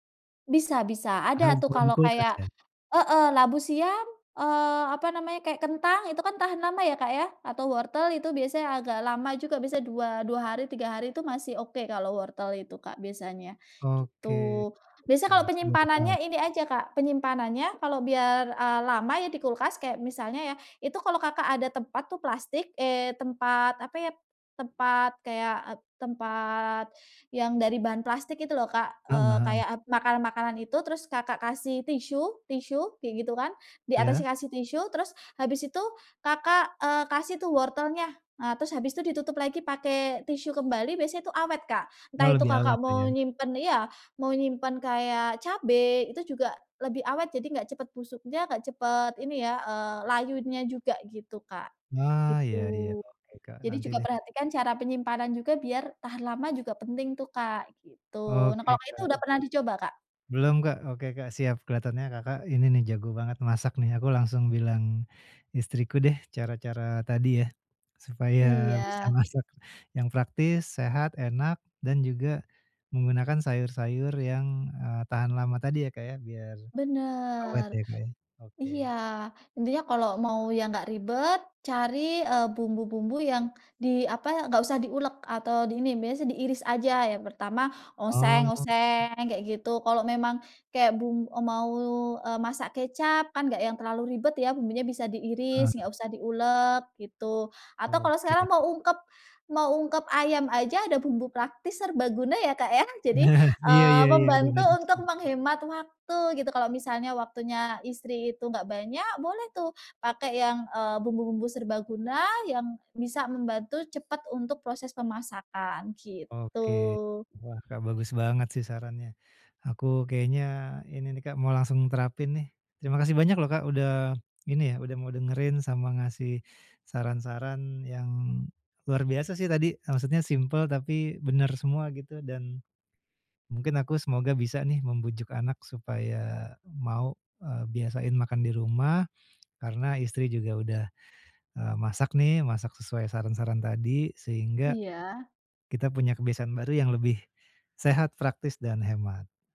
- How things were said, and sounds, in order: drawn out: "Benar"; laughing while speaking: "Nah"; unintelligible speech; drawn out: "gitu"; swallow
- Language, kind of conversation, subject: Indonesian, advice, Bagaimana cara membuat daftar belanja yang praktis dan hemat waktu untuk makanan sehat mingguan?
- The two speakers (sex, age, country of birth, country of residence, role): female, 30-34, Indonesia, Indonesia, advisor; male, 45-49, Indonesia, Indonesia, user